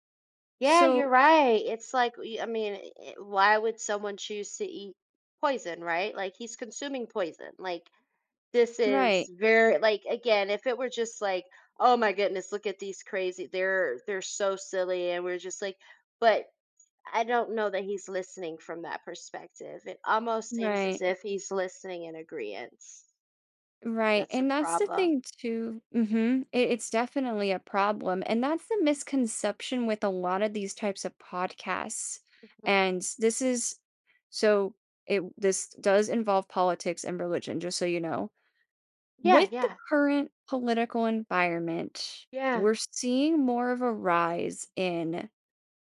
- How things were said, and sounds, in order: unintelligible speech
- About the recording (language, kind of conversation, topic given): English, advice, How can I express my feelings to my partner?
- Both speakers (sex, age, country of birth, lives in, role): female, 25-29, United States, United States, advisor; female, 35-39, United States, United States, user